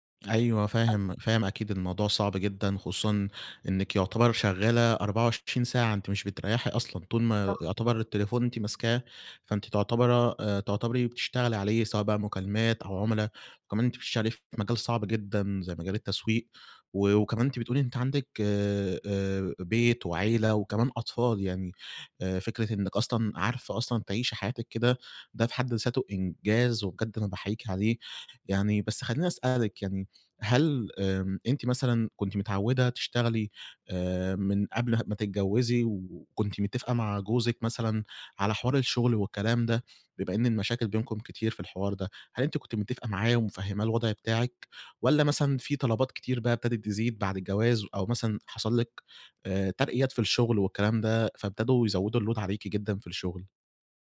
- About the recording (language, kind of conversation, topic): Arabic, advice, إزاي أقدر أفصل الشغل عن حياتي الشخصية؟
- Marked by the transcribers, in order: unintelligible speech; tapping; in English: "الLoad"